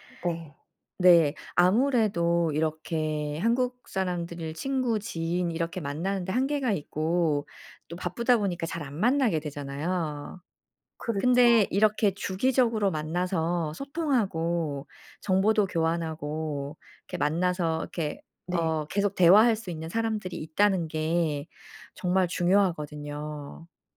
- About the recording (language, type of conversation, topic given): Korean, podcast, 규칙적인 운동 루틴은 어떻게 만드세요?
- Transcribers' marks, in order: other background noise